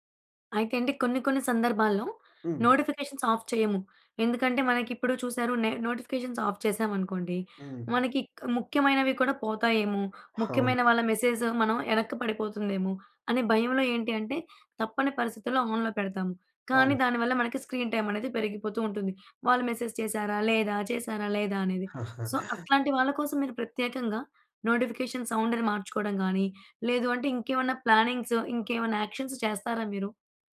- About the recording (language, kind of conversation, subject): Telugu, podcast, ఆన్‌లైన్ నోటిఫికేషన్లు మీ దినచర్యను ఎలా మార్చుతాయి?
- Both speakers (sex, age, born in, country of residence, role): female, 20-24, India, India, host; male, 20-24, India, India, guest
- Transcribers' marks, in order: in English: "నోటిఫికేషన్స్ ఆఫ్"; in English: "నోటిఫికేషన్స్‌ను ఆఫ్"; in English: "మెసేజ్"; in English: "ఆన్‌లో"; in English: "స్క్రీన్ టైమ్"; in English: "మెసేజ్"; in English: "సో"; chuckle; in English: "నోటిఫికేషన్ సౌండ్‌ను"; in English: "ప్లానింగ్స్"; in English: "యాక్షన్స్"